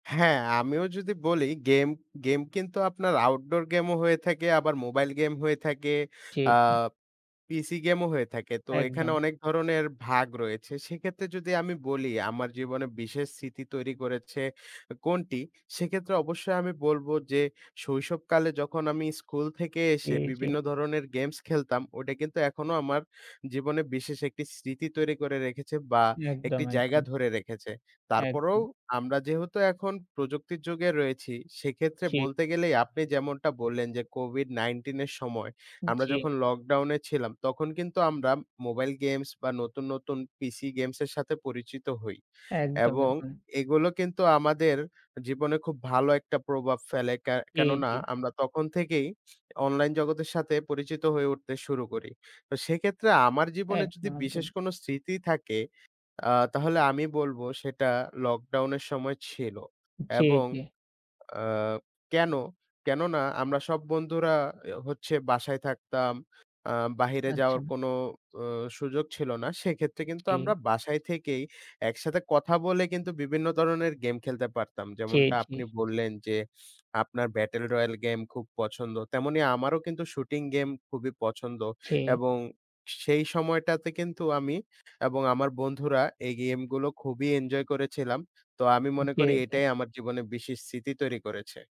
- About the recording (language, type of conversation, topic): Bengali, unstructured, কোন কোন গেম আপনার কাছে বিশেষ, এবং কেন সেগুলো আপনার পছন্দের তালিকায় আছে?
- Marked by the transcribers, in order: in English: "Outdoor game"; in English: "ব্যাটেল রয়াল"